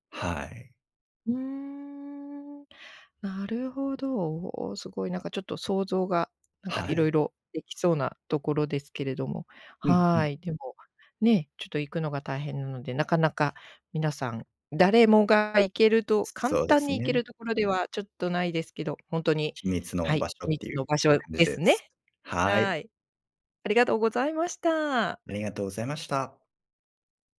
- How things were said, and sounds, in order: other noise
- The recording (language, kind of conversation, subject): Japanese, podcast, 旅で見つけた秘密の場所について話してくれますか？